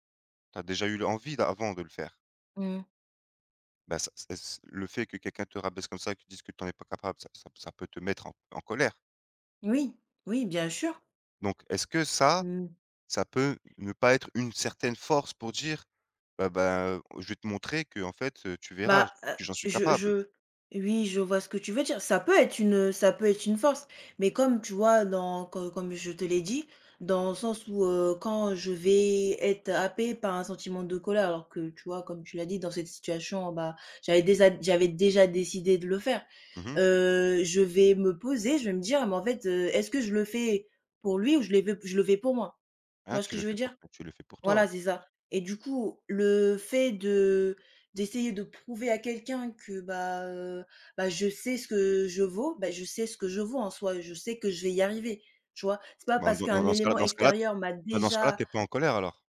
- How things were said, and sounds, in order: tapping
- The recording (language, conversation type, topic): French, unstructured, Penses-tu que la colère peut aider à atteindre un but ?